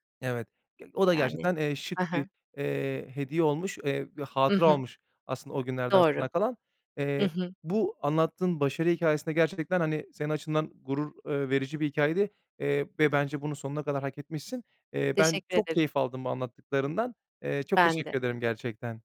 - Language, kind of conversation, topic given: Turkish, podcast, Ne zaman kendinle en çok gurur duydun?
- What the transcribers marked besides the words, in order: none